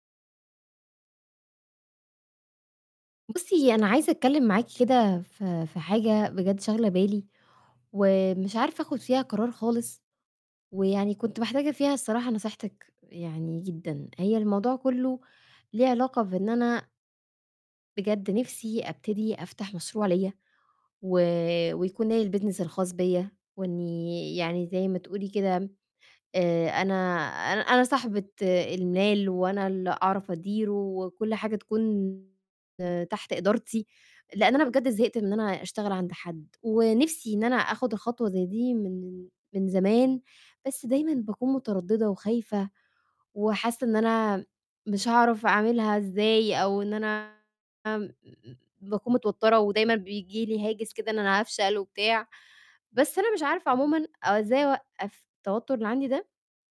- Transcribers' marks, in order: in English: "الbusiness"; distorted speech
- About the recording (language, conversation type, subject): Arabic, advice, إزاي أقدر أبدأ مشروعي رغم التردد والخوف؟